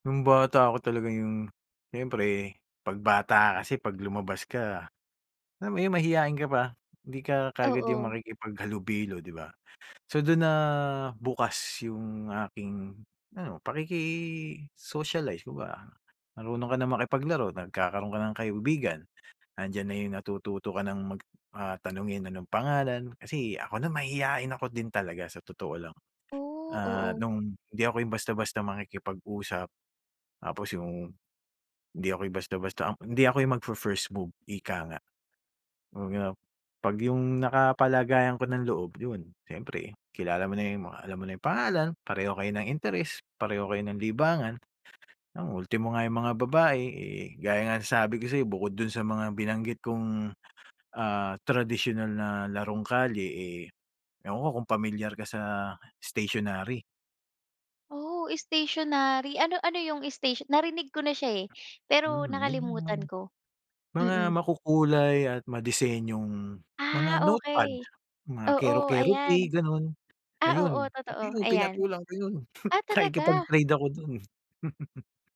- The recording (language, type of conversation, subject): Filipino, podcast, Paano nakaapekto ang komunidad o mga kaibigan mo sa libangan mo?
- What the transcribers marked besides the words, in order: tapping; chuckle; chuckle